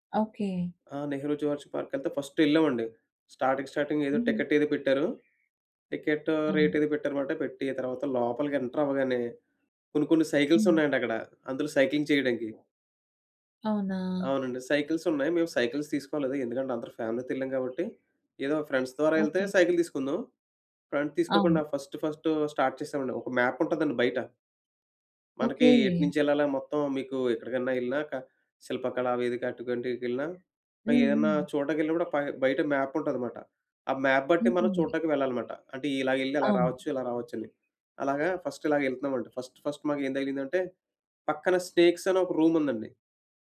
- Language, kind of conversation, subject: Telugu, podcast, వన్యజీవి ఎదురైతే మీరు ఎలా ప్రవర్తిస్తారు?
- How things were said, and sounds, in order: in English: "ఫస్ట్"; in English: "స్టార్టింగ్, స్టార్టింగ్"; in English: "టికెట్"; in English: "టికెట్ రేట్"; in English: "ఎంటర్"; in English: "సైకిల్స్"; in English: "సైక్లింగ్"; in English: "సైకిల్స్"; in English: "సైకిల్స్"; in English: "ఫ్యామిలీతో"; in English: "ఫ్రెండ్స్"; in English: "సైకిల్"; in English: "ఫ్రెండ్స్"; in English: "ఫస్ట్, ఫస్ట్ స్టార్ట్"; in English: "మ్యాప్"; in English: "మ్యాప్"; in English: "మ్యాప్"; in English: "ఫస్ట్"; in English: "ఫస్ట్, ఫస్ట్"; in English: "స్నేక్స్"; in English: "రూమ్"